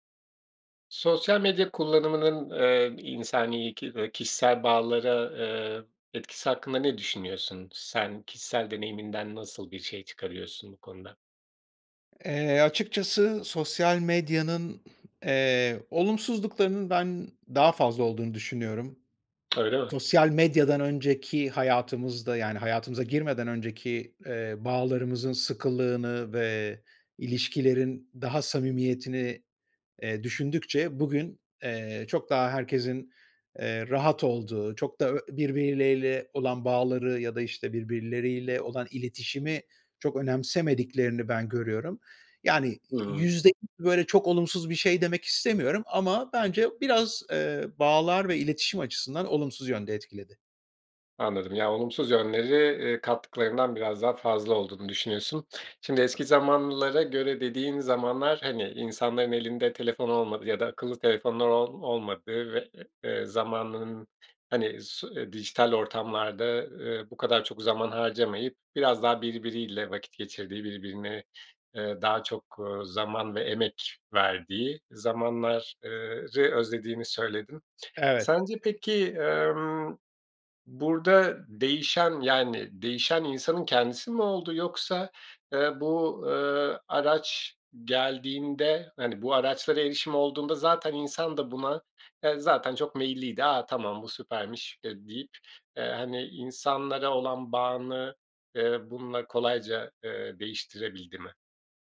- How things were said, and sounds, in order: other background noise; throat clearing
- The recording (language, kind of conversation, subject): Turkish, podcast, Sosyal medyanın ilişkiler üzerindeki etkisi hakkında ne düşünüyorsun?
- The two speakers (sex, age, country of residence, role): male, 40-44, Portugal, host; male, 45-49, Spain, guest